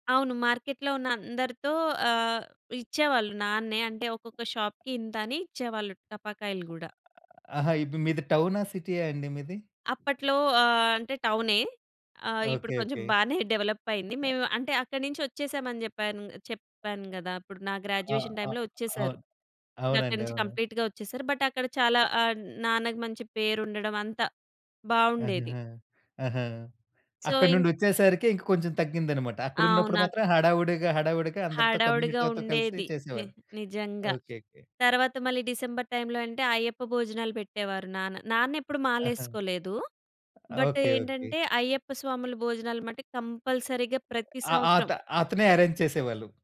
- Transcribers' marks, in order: other background noise; chuckle; in English: "గ్రాడ్యుయేషన్ టైమ్‌లో"; in English: "కంప్లీట్‌గా"; in English: "బట్"; in English: "సో"; in English: "కమ్యూనిటీతో"; tapping; in English: "బట్"; in English: "కంపల్సరీగా"; in English: "అరేంజ్"
- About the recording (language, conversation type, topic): Telugu, podcast, పండగలకు సిద్ధమయ్యే సమయంలో ఇంటి పనులు ఎలా మారుతాయి?